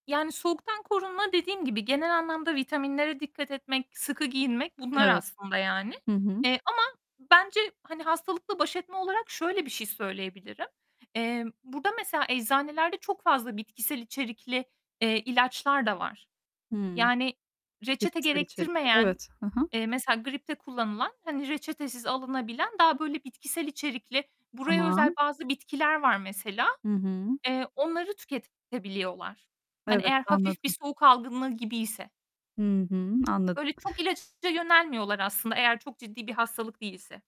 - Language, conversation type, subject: Turkish, podcast, Başka bir şehre veya ülkeye taşınma deneyimini anlatır mısın?
- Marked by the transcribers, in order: other background noise; distorted speech; tapping